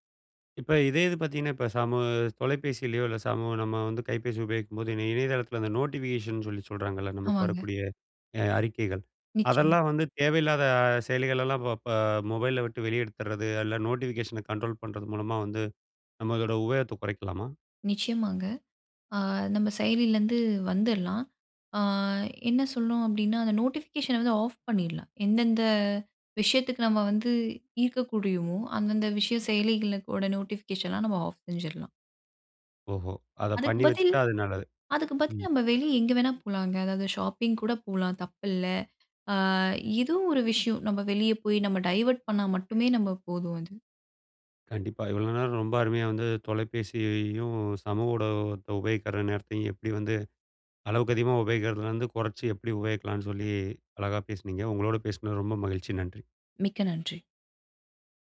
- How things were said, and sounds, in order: in English: "நோட்டிஃபிகேஷன்"; in English: "நோட்டிஃபிகேஷன"; in English: "நோட்டிஃபிகேஷன"; other noise; in English: "டைவர்ட்"
- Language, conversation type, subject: Tamil, podcast, தொலைபேசி மற்றும் சமூக ஊடக பயன்பாட்டைக் கட்டுப்படுத்த நீங்கள் என்னென்ன வழிகள் பின்பற்றுகிறீர்கள்?